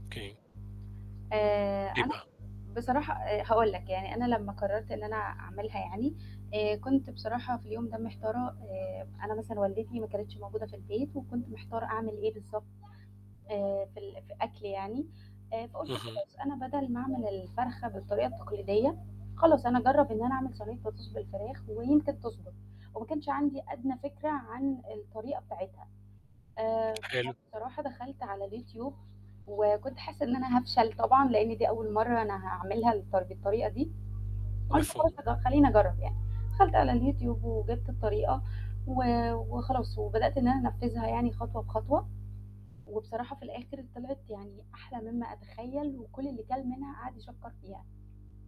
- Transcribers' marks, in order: mechanical hum; distorted speech; background speech; tapping
- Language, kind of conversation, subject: Arabic, podcast, احكيلي عن تجربة طبخ نجحت معاك؟